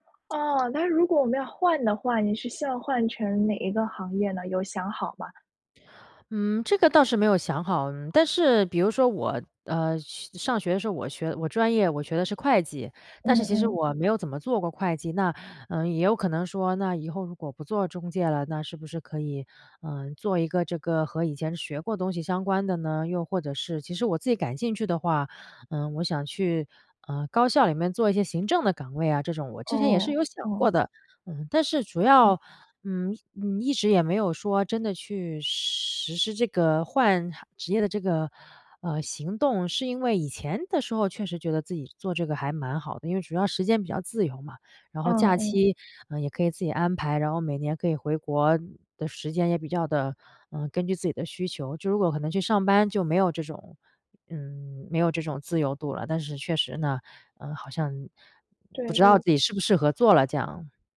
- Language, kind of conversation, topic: Chinese, advice, 看到同行快速成长时，我为什么会产生自我怀疑和成功焦虑？
- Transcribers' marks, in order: none